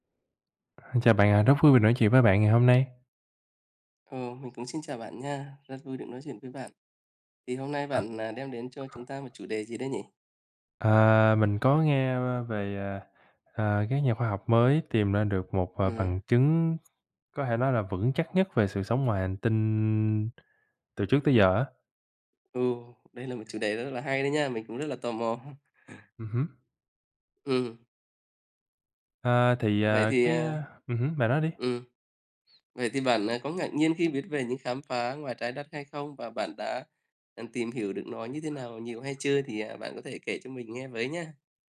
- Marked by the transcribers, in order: tapping; other background noise; chuckle
- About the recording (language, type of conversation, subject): Vietnamese, unstructured, Bạn có ngạc nhiên khi nghe về những khám phá khoa học liên quan đến vũ trụ không?